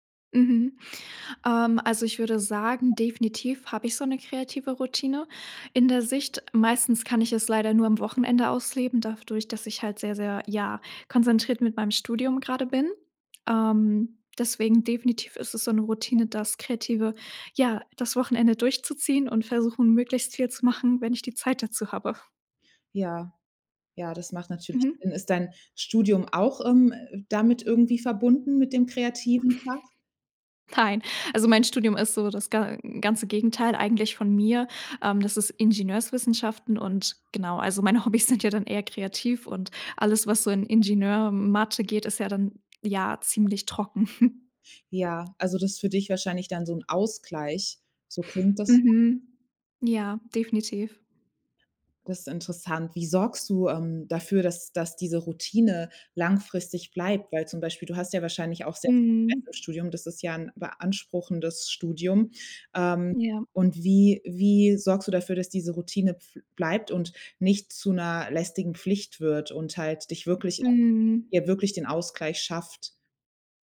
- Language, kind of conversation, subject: German, podcast, Wie stärkst du deine kreative Routine im Alltag?
- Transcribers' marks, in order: other background noise; "dadurch" said as "dafdurch"; laughing while speaking: "Nein"; laughing while speaking: "meine Hobbys sind"; chuckle; unintelligible speech; background speech